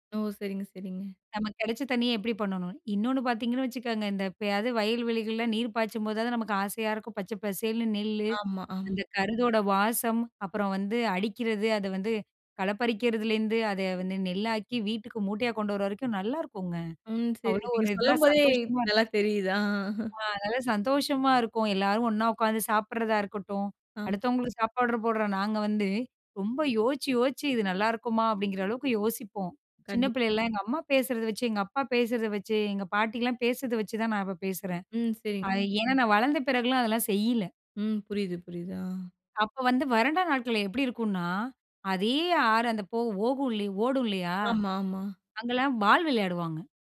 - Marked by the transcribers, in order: chuckle; other noise; "ஓடும்" said as "ஓகும்"
- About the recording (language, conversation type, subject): Tamil, podcast, மழைக்காலமும் வறண்ட காலமும் நமக்கு சமநிலையை எப்படி கற்பிக்கின்றன?